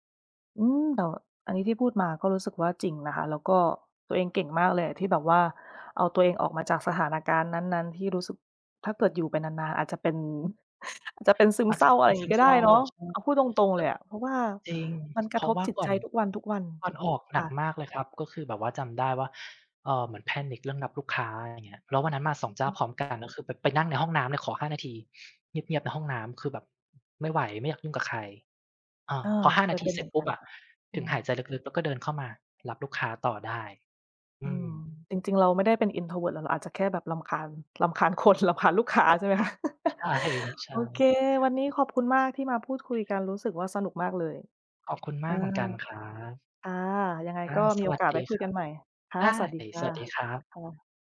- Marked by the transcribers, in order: other background noise; in English: "panic"; tapping; laughing while speaking: "คน รำคาญลูกค้าใช่ไหมคะ ?"; laugh
- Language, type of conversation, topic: Thai, unstructured, คุณเคยมีประสบการณ์ที่ได้เรียนรู้จากความขัดแย้งไหม?